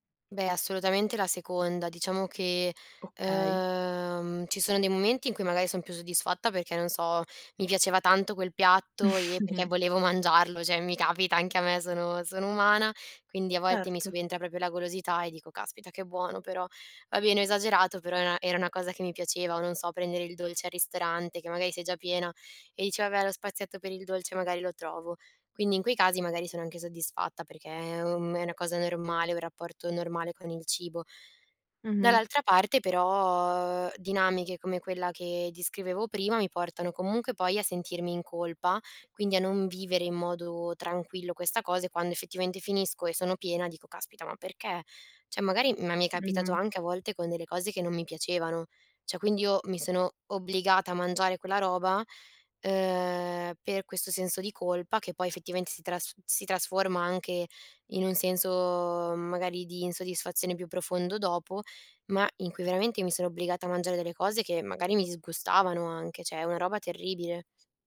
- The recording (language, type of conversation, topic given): Italian, advice, Come posso imparare a riconoscere la mia fame e la sazietà prima di mangiare?
- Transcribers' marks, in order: snort; "cioè" said as "ceh"; "Cioè" said as "ceh"; "cioè" said as "ceh"